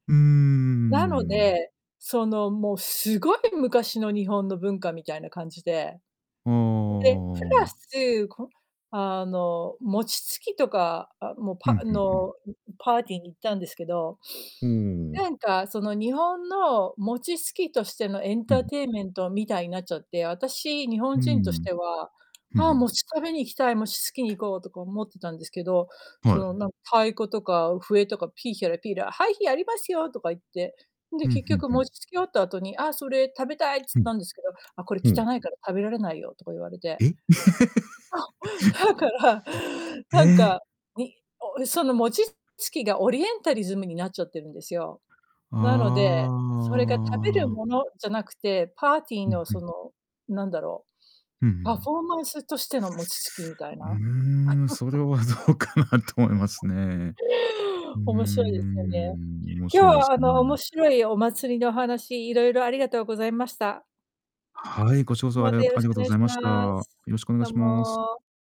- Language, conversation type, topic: Japanese, unstructured, あなたにとってお祭りにはどんな意味がありますか？
- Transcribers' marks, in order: tapping; chuckle; laugh; in English: "オリエンタリズム"; drawn out: "ああ"; chuckle